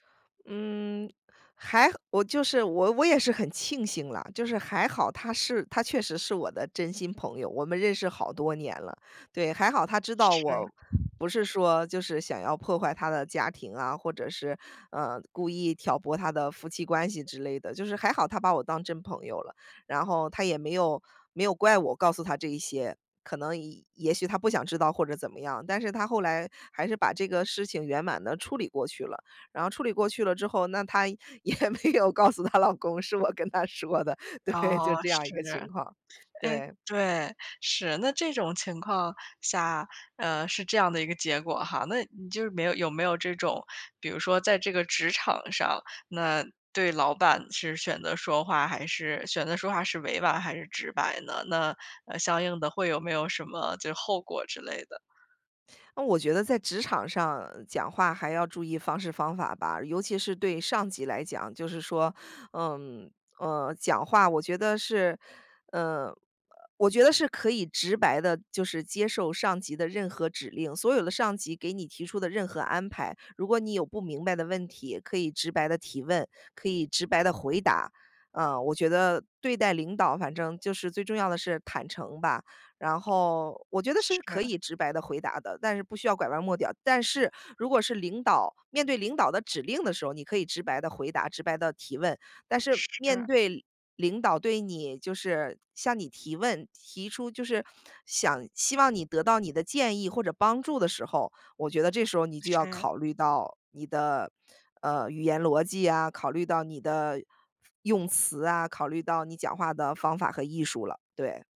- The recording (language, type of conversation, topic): Chinese, podcast, 你怎么看待委婉和直白的说话方式？
- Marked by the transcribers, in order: other background noise; laughing while speaking: "也没有告诉她老公是我跟她说的，对"; sniff